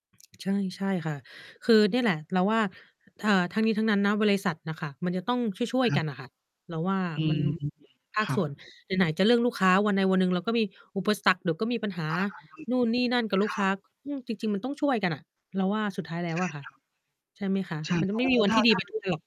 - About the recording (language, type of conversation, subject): Thai, unstructured, คุณคิดว่าความสุขในการทำงานสำคัญแค่ไหน?
- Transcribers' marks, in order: distorted speech; mechanical hum